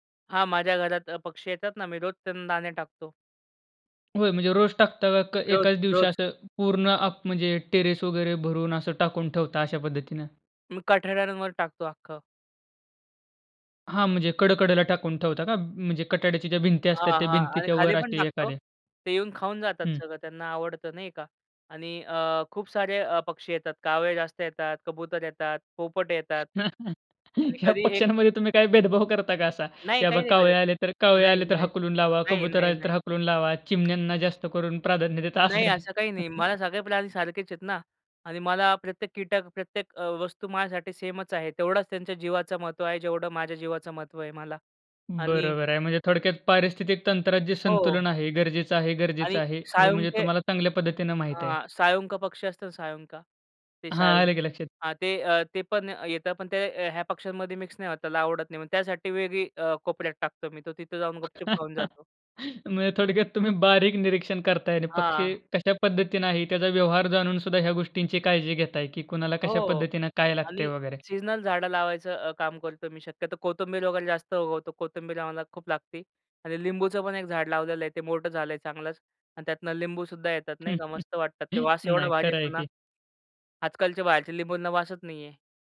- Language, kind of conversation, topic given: Marathi, podcast, घरात साध्या उपायांनी निसर्गाविषयीची आवड कशी वाढवता येईल?
- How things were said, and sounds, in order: tapping; chuckle; chuckle; chuckle; chuckle